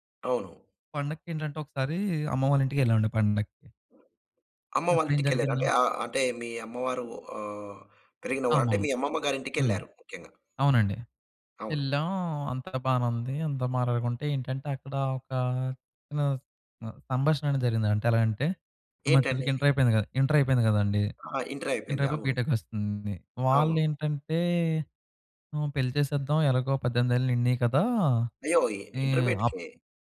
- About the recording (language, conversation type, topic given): Telugu, podcast, తరాల మధ్య సరైన పరస్పర అవగాహన పెరగడానికి మనం ఏమి చేయాలి?
- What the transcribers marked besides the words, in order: other background noise; in English: "ఇంటర్మీడియేట్‌కే?"